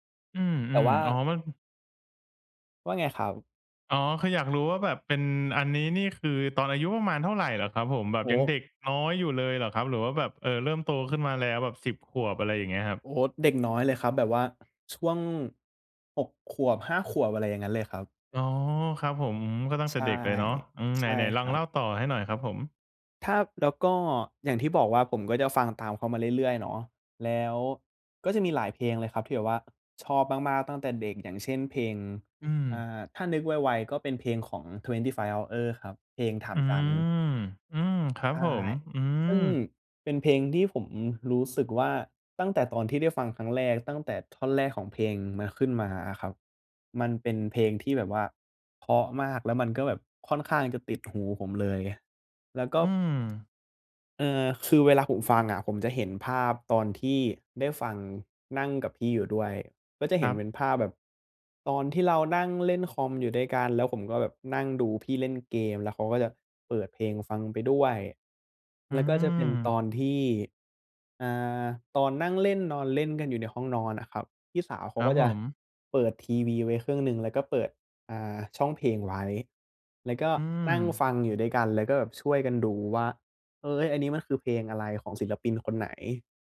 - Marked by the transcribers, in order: tapping; other background noise; tsk
- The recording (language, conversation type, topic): Thai, podcast, มีเพลงไหนที่ฟังแล้วกลายเป็นเพลงประจำช่วงหนึ่งของชีวิตคุณไหม?